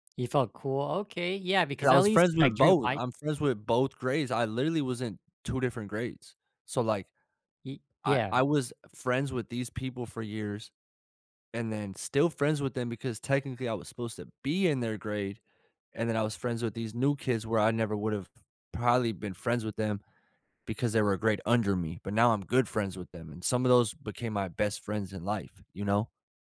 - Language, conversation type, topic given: English, unstructured, How did you handle first-day-of-school nerves, and what little rituals or support helped you most?
- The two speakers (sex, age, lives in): male, 30-34, United States; male, 30-34, United States
- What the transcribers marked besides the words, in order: stressed: "be"